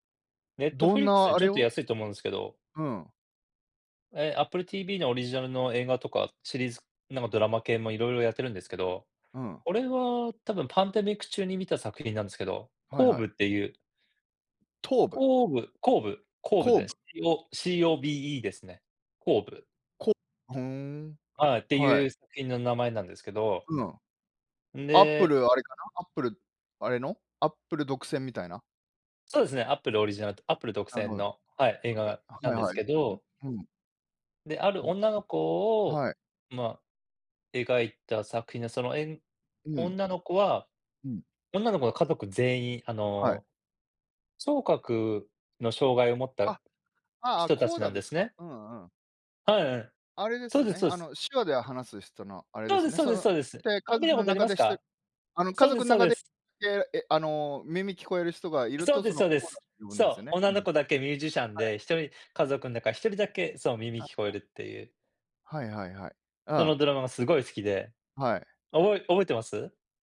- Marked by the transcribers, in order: unintelligible speech; unintelligible speech
- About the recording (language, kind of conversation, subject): Japanese, unstructured, 最近見た映画で、特に印象に残った作品は何ですか？